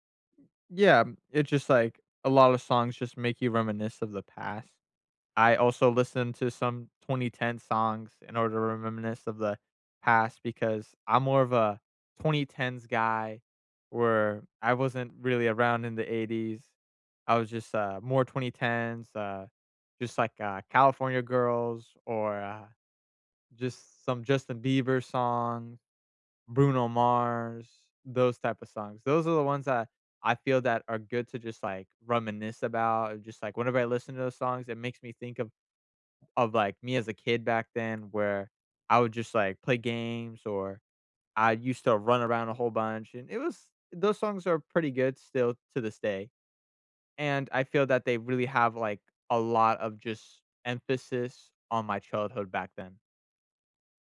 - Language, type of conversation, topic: English, unstructured, How do you think music affects your mood?
- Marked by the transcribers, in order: other background noise; tapping